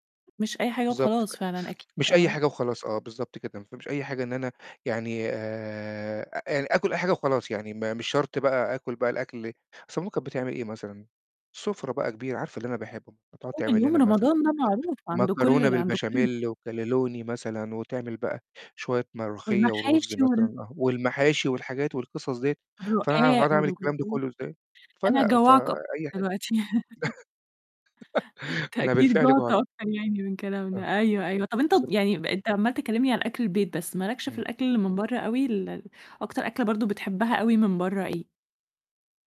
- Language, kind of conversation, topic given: Arabic, podcast, إيه أكتر أكلة بتهون عليك لما تكون مضايق أو زعلان؟
- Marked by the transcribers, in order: other background noise; distorted speech; mechanical hum; in English: "وكانلوني"; "ملوخية" said as "مروخية"; unintelligible speech; giggle; giggle